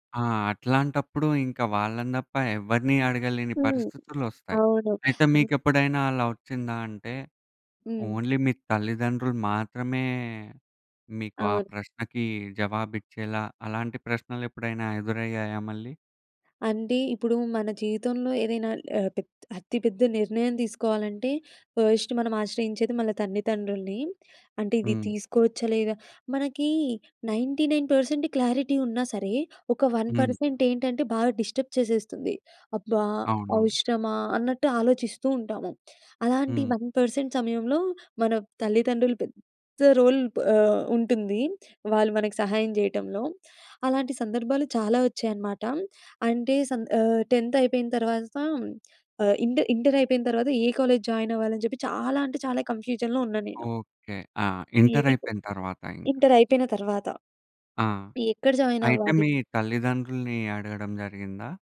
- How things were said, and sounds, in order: other background noise; in English: "ఓన్లీ"; in English: "ఫర్స్ట్"; "తల్లిదండ్రుల్ని" said as "తన్నిదండ్రుల్ని"; in English: "నైన్టీ నైన్ పర్సెంట్ క్లారిటీ"; in English: "వన్ పర్సెంట్"; in English: "డిస్టర్బ్"; in English: "వన్ పర్సెంట్"; in English: "రోల్"; in English: "టెంత్"; tapping; in English: "ఇంటర్, ఇంటర్"; in English: "కాలేజ్ జాయిన్"; in English: "కన్‌ఫ్యూజన్‌లో"; in English: "ఇంటర్"; in English: "ఇంటర్"; in English: "జాయిన్"
- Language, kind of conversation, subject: Telugu, podcast, నువ్వు మెంటర్‌ను ఎలాంటి ప్రశ్నలు అడుగుతావు?